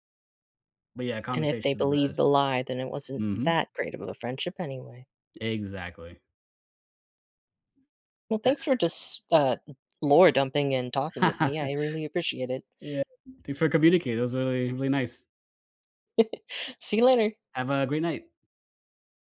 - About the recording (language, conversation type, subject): English, unstructured, What worries you most about losing a close friendship because of a misunderstanding?
- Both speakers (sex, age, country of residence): male, 30-34, United States; male, 35-39, United States
- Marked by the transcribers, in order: tapping; other background noise; laugh; chuckle